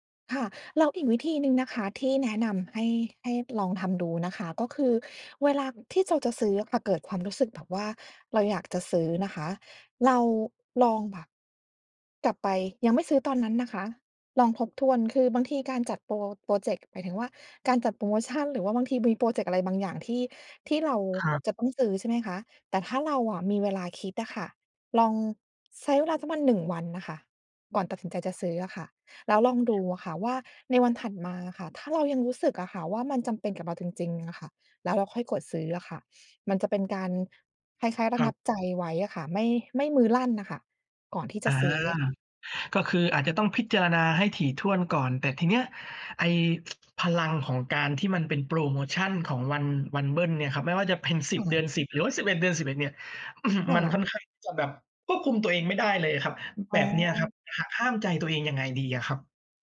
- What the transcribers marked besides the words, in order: tsk; other noise
- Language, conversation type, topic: Thai, advice, คุณมักซื้อของแบบฉับพลันแล้วเสียดายทีหลังบ่อยแค่ไหน และมักเป็นของประเภทไหน?